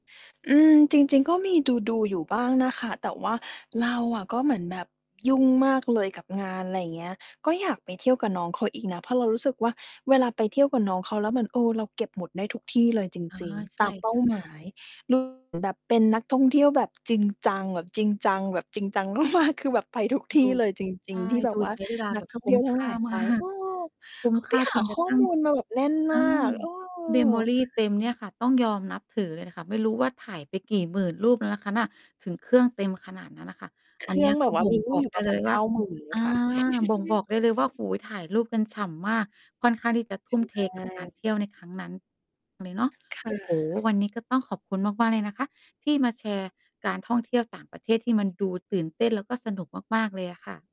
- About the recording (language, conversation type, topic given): Thai, podcast, คุณช่วยเล่าเรื่องการเดินทางที่ทำให้คุณเห็นคุณค่าของความสัมพันธ์ได้ไหม?
- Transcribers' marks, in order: other background noise; distorted speech; laughing while speaking: "มาก ๆ"; laughing while speaking: "มาก"; in English: "memory"; chuckle; tapping; mechanical hum